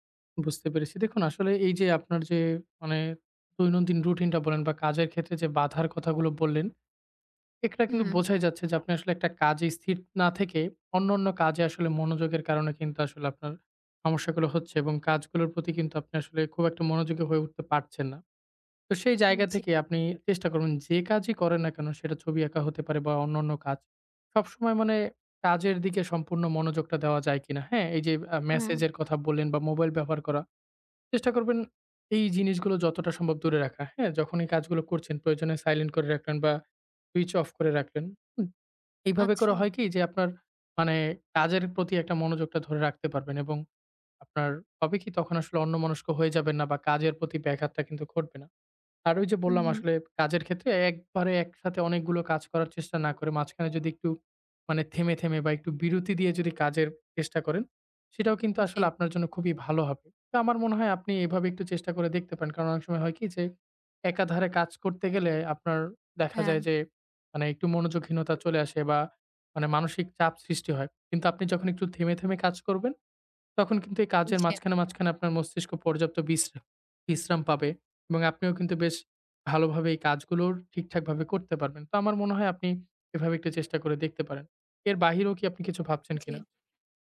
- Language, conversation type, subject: Bengali, advice, প্রতিদিন সহজভাবে প্রেরণা জাগিয়ে রাখার জন্য কী কী দৈনন্দিন অভ্যাস গড়ে তুলতে পারি?
- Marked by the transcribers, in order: none